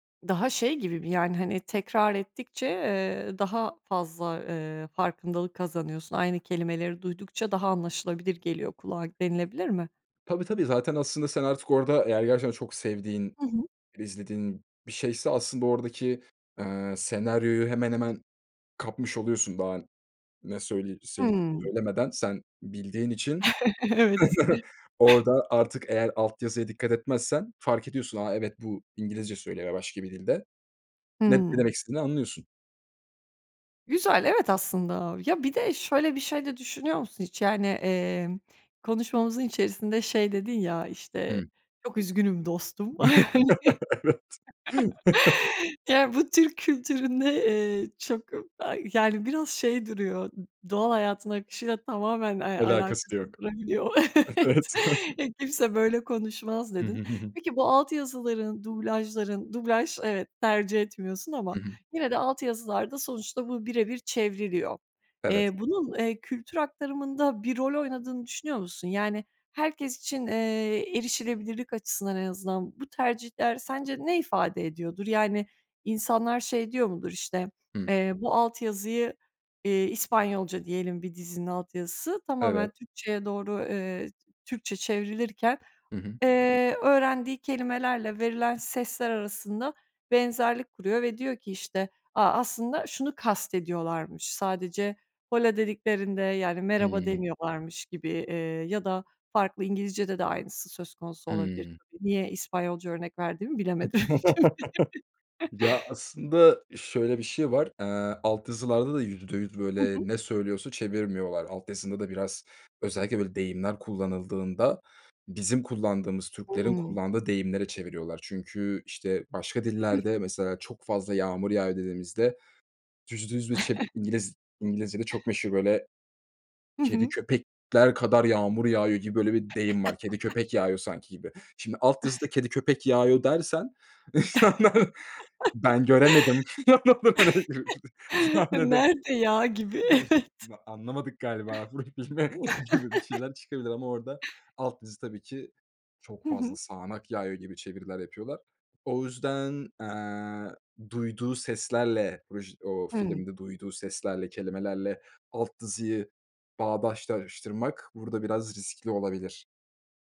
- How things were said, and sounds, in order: other background noise; chuckle; laughing while speaking: "Evet"; chuckle; laugh; laughing while speaking: "Evet"; chuckle; other noise; laughing while speaking: "Evet"; laughing while speaking: "Evet"; in Spanish: "hola"; chuckle; unintelligible speech; chuckle; chuckle; chuckle; chuckle; laughing while speaking: "Nerede ya gibi. Evet"; chuckle; unintelligible speech; laughing while speaking: "sahnede yani"; laughing while speaking: "burayı filme"; chuckle; "bağdaştırmak" said as "bağdaşlaştırmak"
- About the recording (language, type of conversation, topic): Turkish, podcast, Dublajı mı yoksa altyazıyı mı tercih edersin, neden?